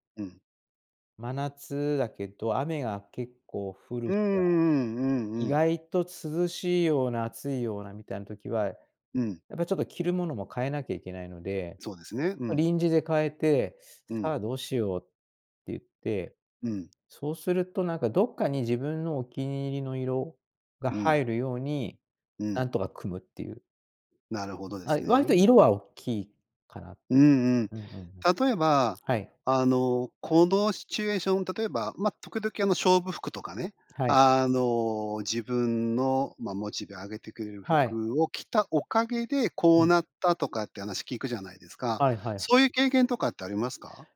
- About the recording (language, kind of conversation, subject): Japanese, podcast, 服で気分を変えるコツってある？
- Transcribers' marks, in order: other background noise; tapping; other noise